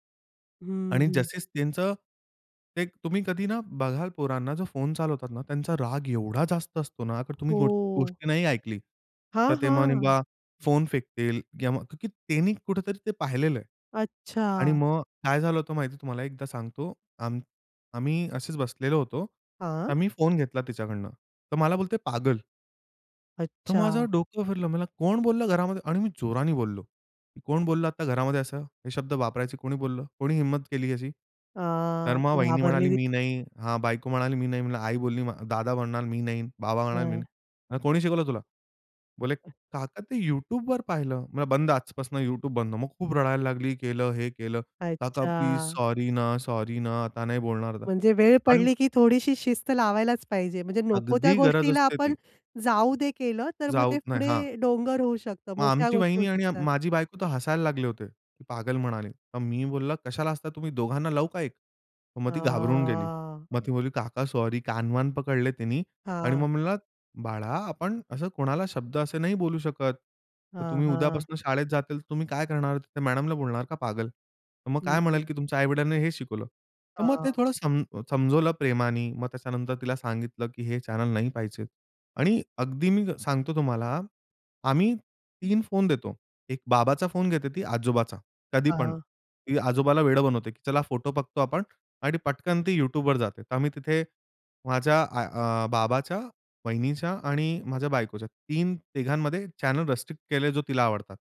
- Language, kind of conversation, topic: Marathi, podcast, मुलांच्या पडद्यावरच्या वेळेचं नियमन तुम्ही कसं कराल?
- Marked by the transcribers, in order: tapping; unintelligible speech; angry: "कोणी शिकवलं तुला?"; other noise; angry: "कशाला हसता तुम्ही दोघांना लाऊ का एक"; drawn out: "हां"; in English: "चॅनेल"; in English: "चॅनेल"